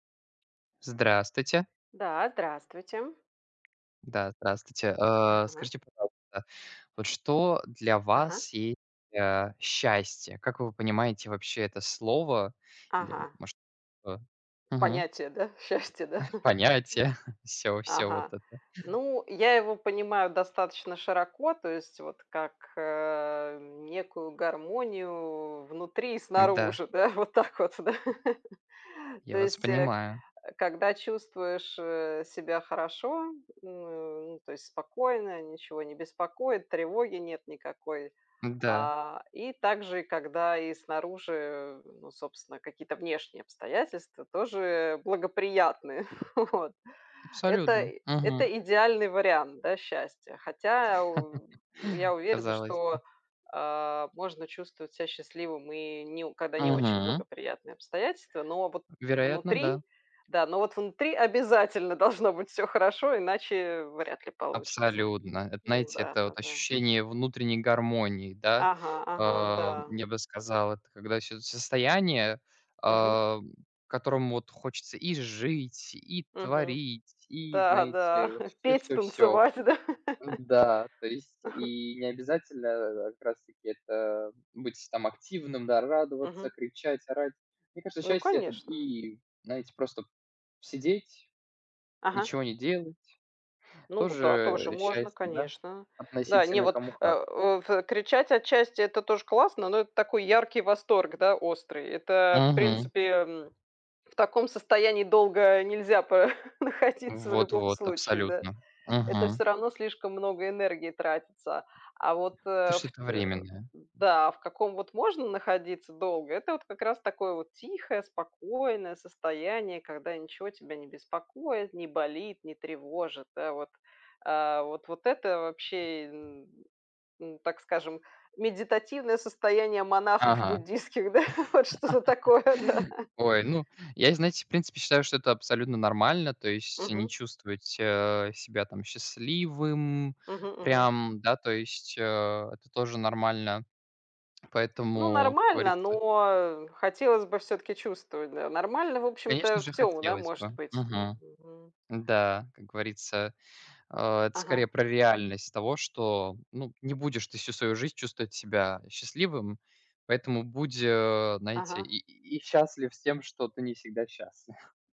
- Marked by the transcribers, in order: tapping; laughing while speaking: "счастья, да?"; chuckle; laughing while speaking: "Понятие?"; other background noise; laughing while speaking: "да, вот так вот, да"; chuckle; laughing while speaking: "Вот"; laugh; laughing while speaking: "Да да. Петь, танцевать. Да?"; laughing while speaking: "понаходиться"; laughing while speaking: "буддистских, да? Вот что-то такое. Да"; laugh; laughing while speaking: "счастлив"
- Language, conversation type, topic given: Russian, unstructured, Как ты понимаешь слово «счастье»?